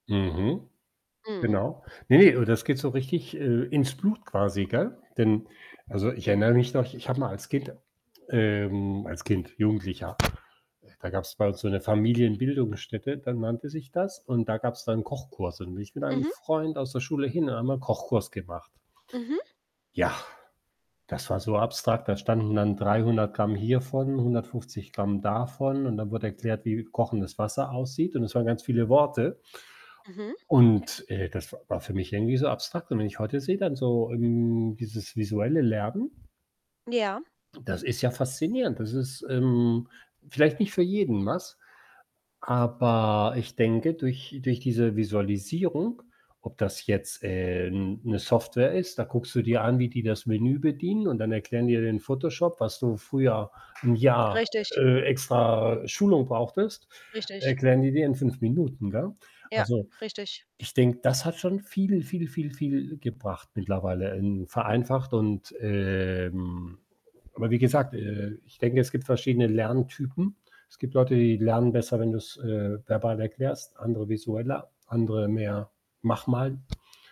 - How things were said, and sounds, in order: static; other background noise; drawn out: "ähm"; drawn out: "extra"
- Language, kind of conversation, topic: German, unstructured, Wie hat das Internet dein Lernen verändert?